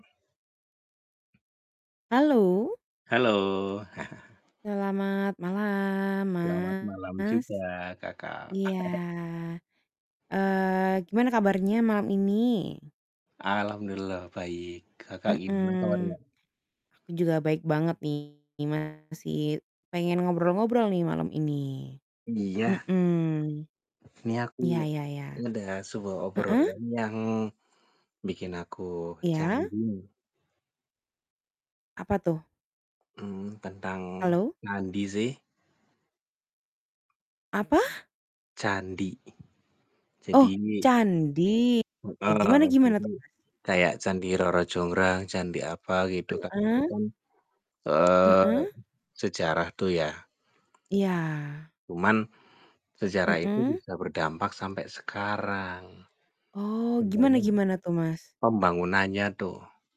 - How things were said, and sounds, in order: other background noise; chuckle; distorted speech; drawn out: "Iya"; chuckle; tapping
- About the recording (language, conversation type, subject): Indonesian, unstructured, Peristiwa sejarah apa yang menurutmu masih berdampak hingga sekarang?